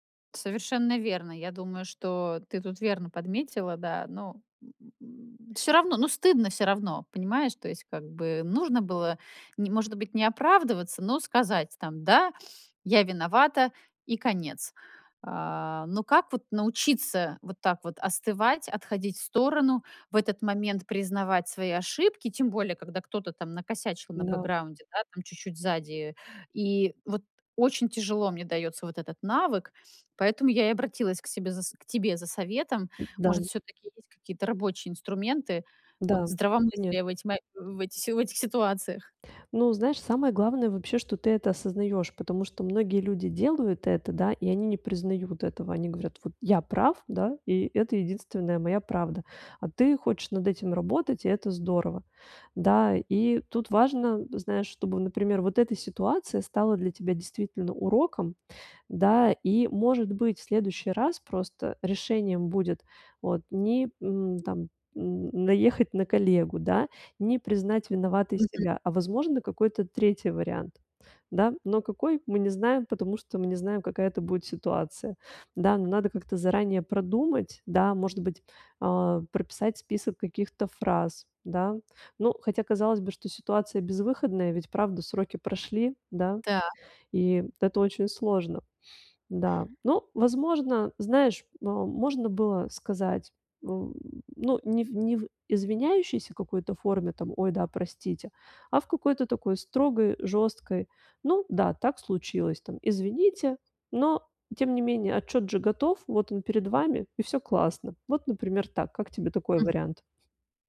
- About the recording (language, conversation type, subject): Russian, advice, Как научиться признавать свои ошибки и правильно их исправлять?
- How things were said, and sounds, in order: tapping; other background noise